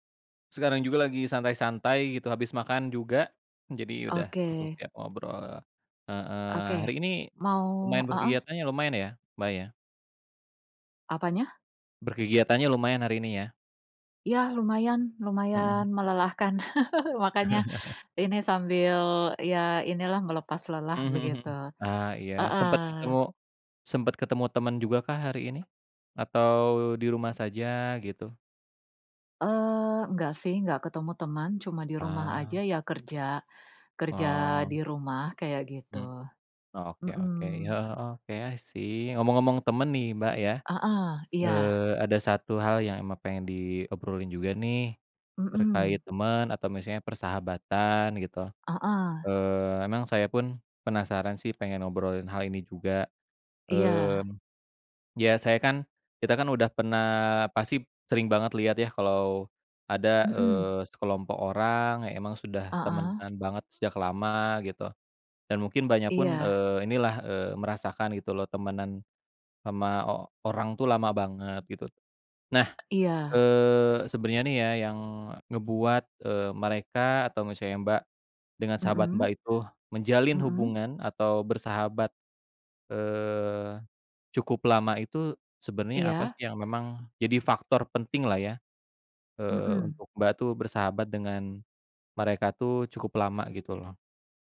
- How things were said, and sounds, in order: other background noise; chuckle; laugh; in English: "i see"; tapping
- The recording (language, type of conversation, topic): Indonesian, unstructured, Apa yang membuat persahabatan bisa bertahan lama?